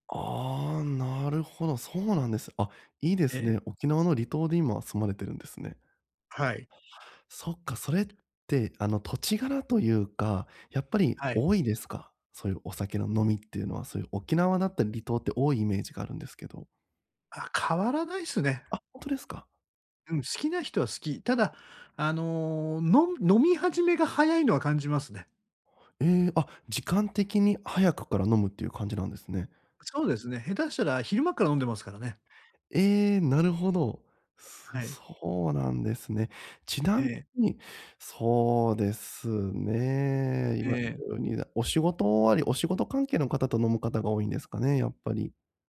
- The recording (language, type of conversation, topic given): Japanese, advice, 断りづらい誘いを上手にかわすにはどうすればいいですか？
- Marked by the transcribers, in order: unintelligible speech